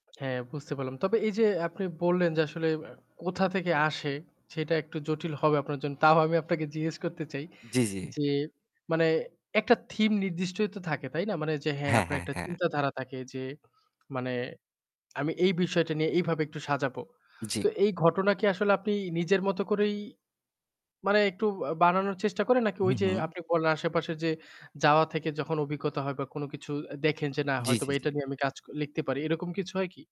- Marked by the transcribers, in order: static; lip smack
- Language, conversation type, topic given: Bengali, podcast, তুমি নতুন গল্পের ভাবনা কোথা থেকে পাও?